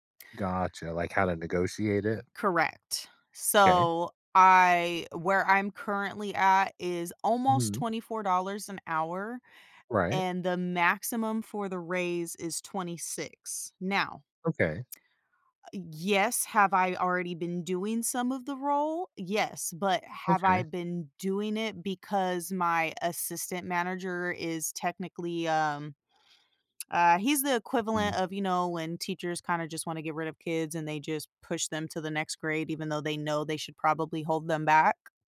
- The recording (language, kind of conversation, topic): English, advice, How can I ask for a raise effectively?
- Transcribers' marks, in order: other background noise